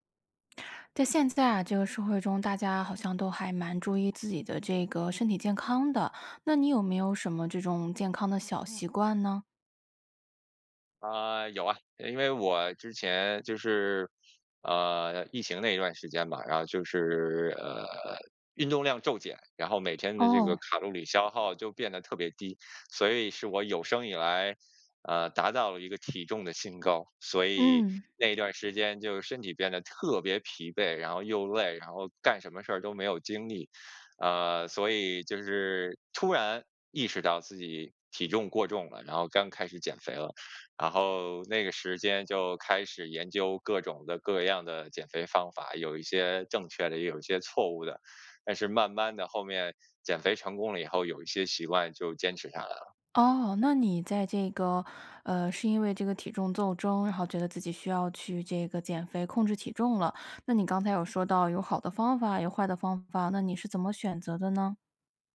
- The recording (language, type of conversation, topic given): Chinese, podcast, 平常怎么开始一段新的健康习惯？
- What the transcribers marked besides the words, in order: stressed: "特别"